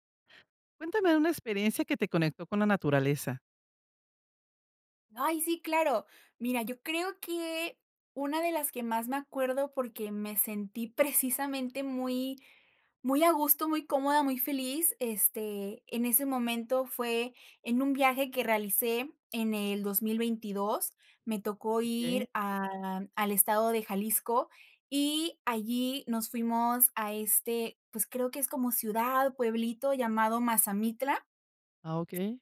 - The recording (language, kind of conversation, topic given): Spanish, podcast, Cuéntame sobre una experiencia que te conectó con la naturaleza
- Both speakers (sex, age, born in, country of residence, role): female, 25-29, Mexico, Mexico, guest; female, 55-59, Mexico, Mexico, host
- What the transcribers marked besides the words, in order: none